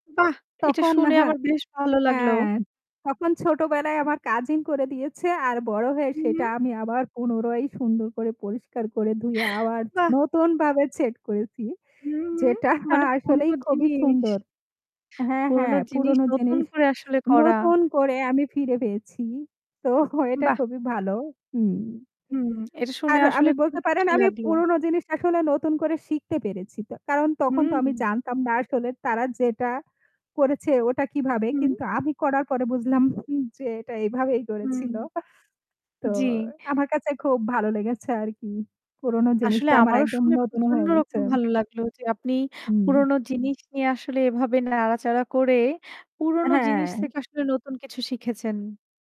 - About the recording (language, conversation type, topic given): Bengali, unstructured, আপনি কীভাবে ঠিক করেন যে নতুন কিছু শিখবেন, নাকি পুরনো শখে সময় দেবেন?
- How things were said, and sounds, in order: static; "পুনরায়" said as "পুনরয়"; chuckle; mechanical hum